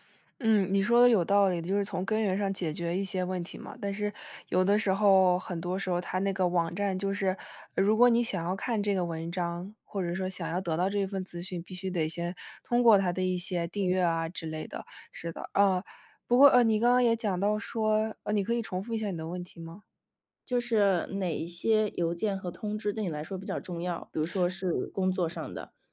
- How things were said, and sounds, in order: none
- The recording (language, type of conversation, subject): Chinese, advice, 如何才能减少收件箱里的邮件和手机上的推送通知？